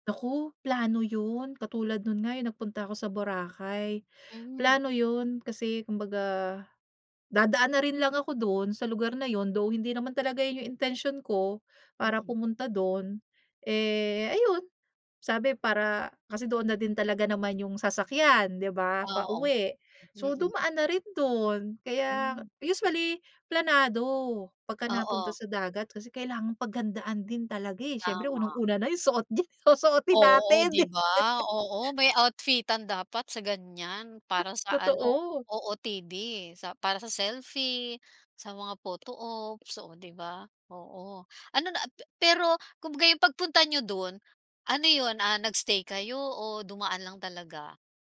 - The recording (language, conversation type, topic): Filipino, podcast, Anong simpleng bagay sa dagat ang lagi mong kinabibighanian?
- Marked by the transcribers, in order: laugh; tapping